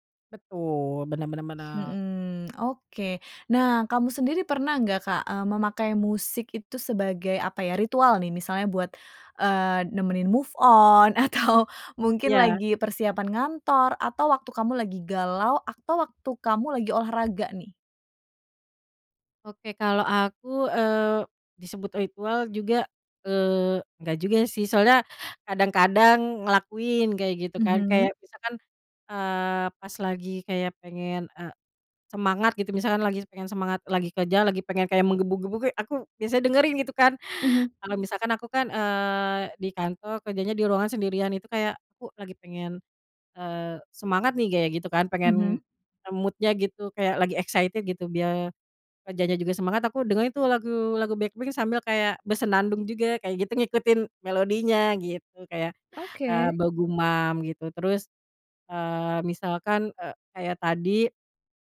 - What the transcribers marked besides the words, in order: in English: "move on"; laughing while speaking: "atau"; tapping; in English: "mood-nya"; in English: "excited"
- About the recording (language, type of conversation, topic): Indonesian, podcast, Bagaimana perubahan suasana hatimu memengaruhi musik yang kamu dengarkan?
- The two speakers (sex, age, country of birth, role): female, 30-34, Indonesia, guest; female, 30-34, Indonesia, host